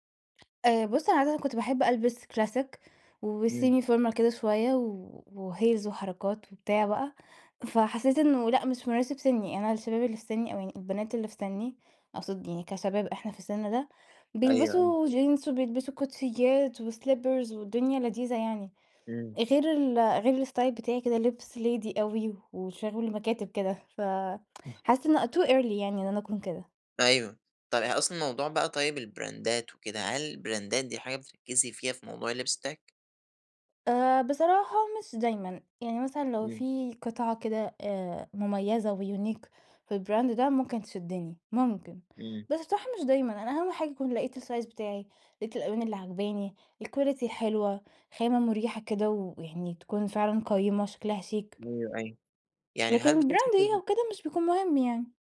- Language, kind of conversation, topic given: Arabic, podcast, إزاي بتختار لبسك كل يوم؟
- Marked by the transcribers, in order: in English: "classic وsemi formal"; in English: "وheels"; in English: "وslippers"; in English: "الstyle"; in English: "lady"; tsk; in English: "too early"; unintelligible speech; in English: "البراندات"; in English: "البراندات"; in English: "وunique"; in English: "الbrand"; in English: "الsize"; in English: "الquality"; in English: "الbrand"